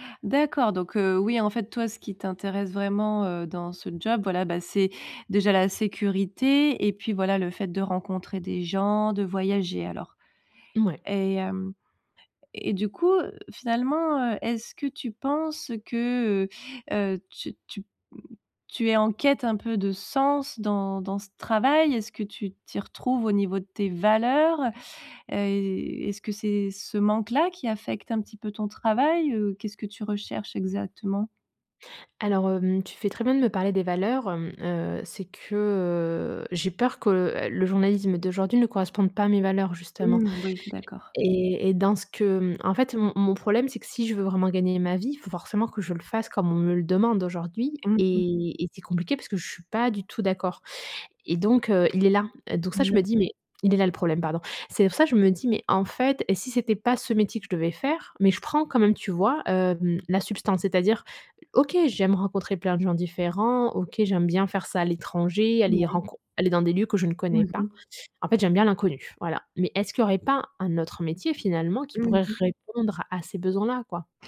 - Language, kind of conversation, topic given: French, advice, Pourquoi est-ce que je doute de ma capacité à poursuivre ma carrière ?
- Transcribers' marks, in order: other background noise; stressed: "valeurs"; drawn out: "heu"; tapping; stressed: "répondre"